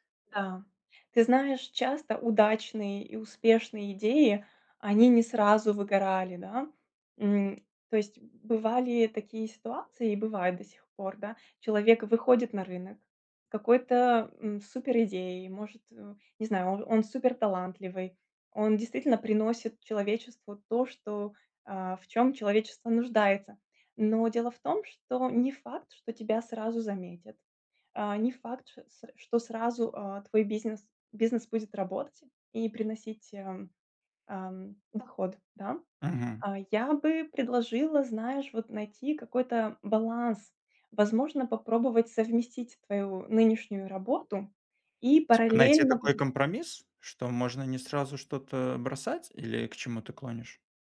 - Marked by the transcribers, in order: none
- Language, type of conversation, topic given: Russian, advice, Как понять, стоит ли сейчас менять карьерное направление?